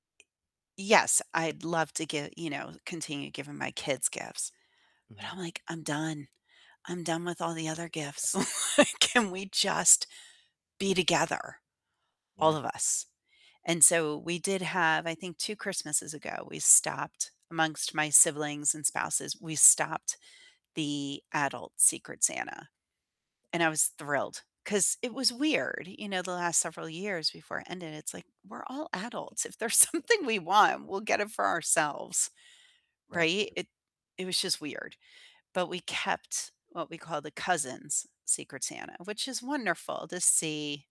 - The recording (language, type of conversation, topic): English, unstructured, What makes a family gathering special for you?
- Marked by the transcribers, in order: distorted speech; laughing while speaking: "Like"; laughing while speaking: "something"